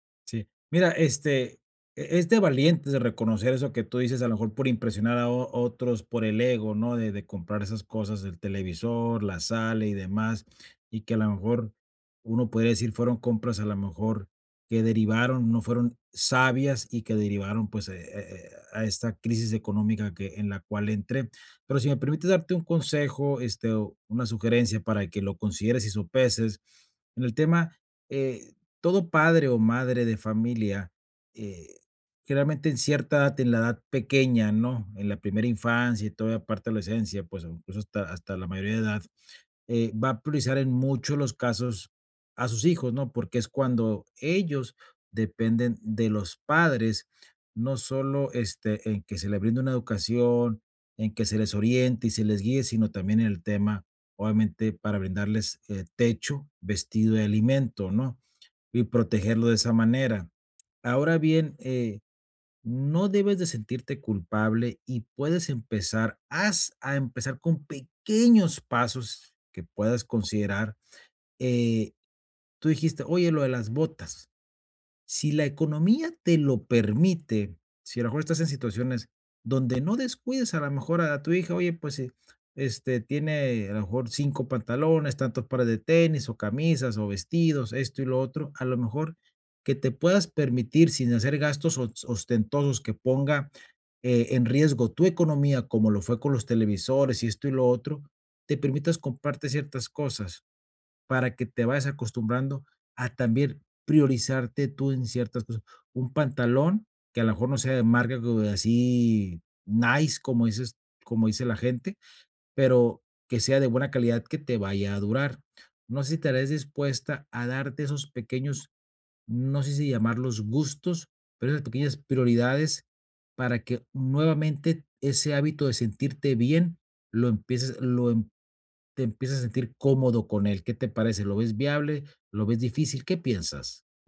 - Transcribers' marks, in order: none
- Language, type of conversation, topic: Spanish, advice, ¿Cómo puedo priorizar mis propias necesidades si gasto para impresionar a los demás?